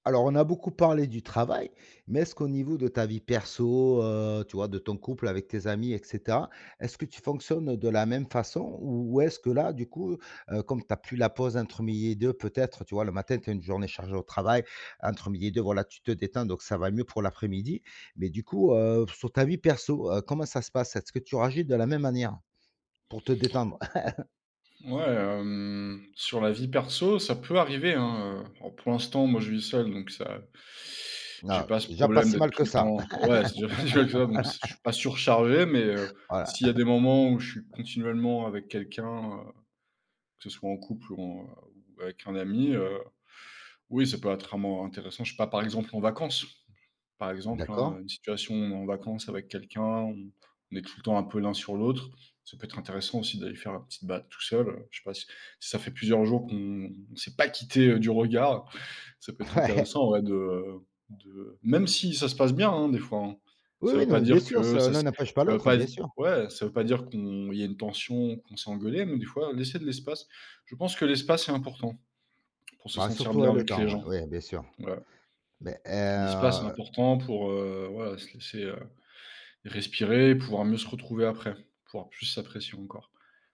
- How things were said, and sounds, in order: laugh; other background noise; laughing while speaking: "c'est pas si mal que ça"; laugh; laughing while speaking: "Voilà"; chuckle; stressed: "pas quittés"; laughing while speaking: "Ouais"; tapping
- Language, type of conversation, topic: French, podcast, Comment la nature t’aide-t-elle à te sentir mieux, franchement ?